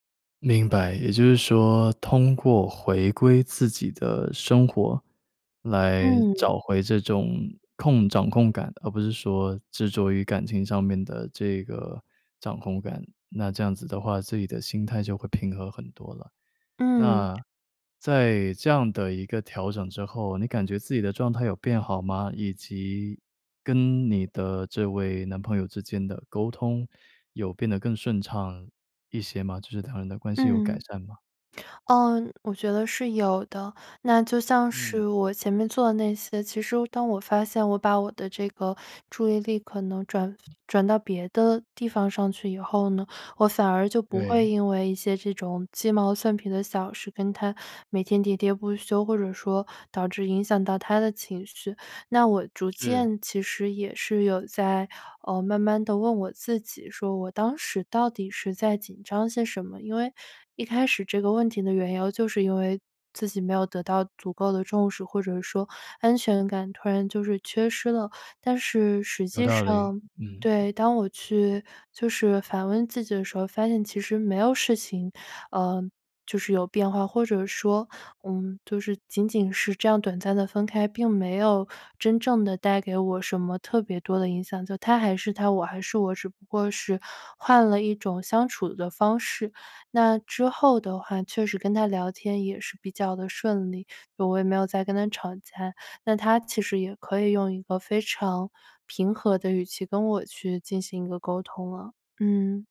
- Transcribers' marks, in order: tongue click; other background noise
- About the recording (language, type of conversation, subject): Chinese, podcast, 你平时怎么处理突发的负面情绪？